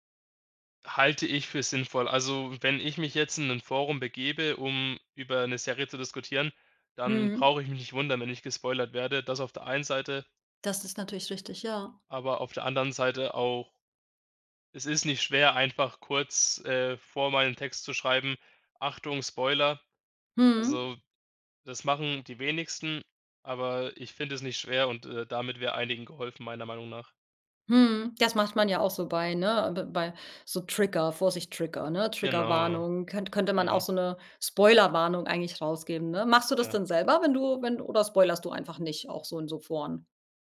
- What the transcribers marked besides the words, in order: none
- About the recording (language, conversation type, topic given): German, podcast, Wie gehst du mit Spoilern um?